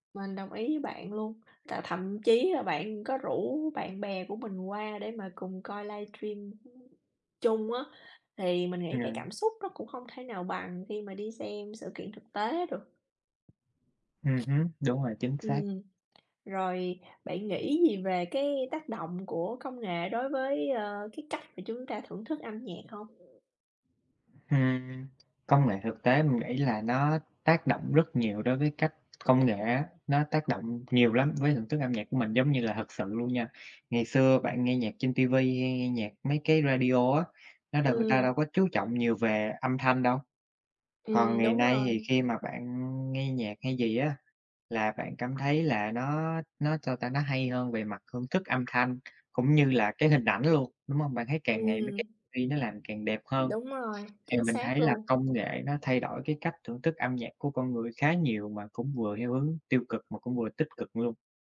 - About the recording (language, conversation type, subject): Vietnamese, unstructured, Bạn thích đi dự buổi biểu diễn âm nhạc trực tiếp hay xem phát trực tiếp hơn?
- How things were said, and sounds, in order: tapping; other background noise; in English: "V"